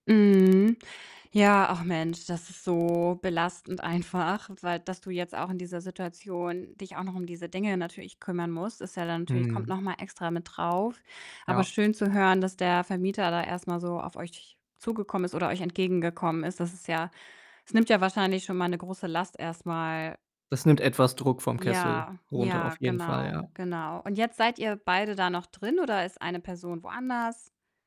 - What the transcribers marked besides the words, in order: distorted speech; tapping
- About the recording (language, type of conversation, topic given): German, advice, Wie kann ich das Ende einer langjährigen Beziehung oder eine Scheidung gut bewältigen?